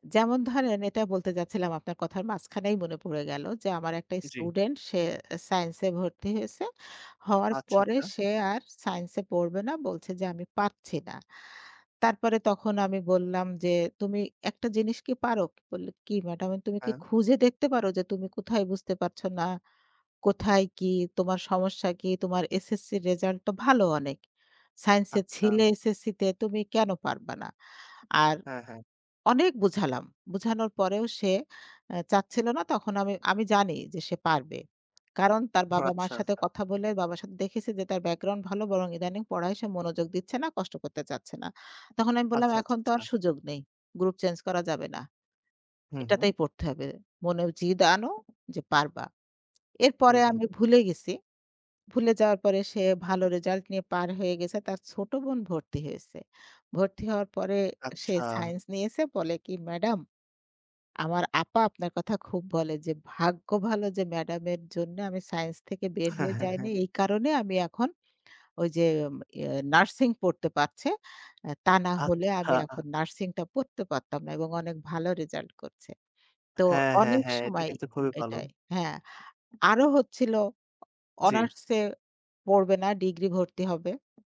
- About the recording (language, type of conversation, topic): Bengali, podcast, ভালো শিক্ষক কীভাবে একজন শিক্ষার্থীর পড়াশোনায় ইতিবাচক পরিবর্তন আনতে পারেন?
- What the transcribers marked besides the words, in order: none